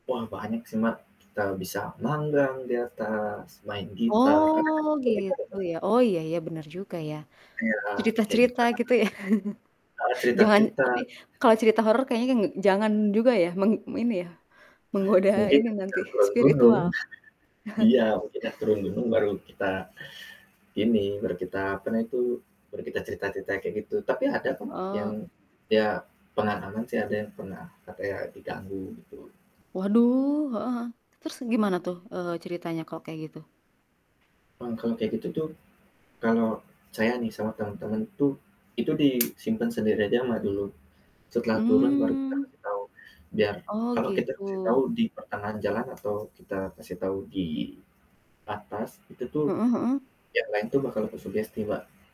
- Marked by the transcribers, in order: static; drawn out: "Oh"; unintelligible speech; chuckle; unintelligible speech; laughing while speaking: "menggoda"; distorted speech; other background noise; chuckle; tapping
- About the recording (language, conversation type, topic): Indonesian, unstructured, Anda lebih memilih liburan ke pantai atau ke pegunungan?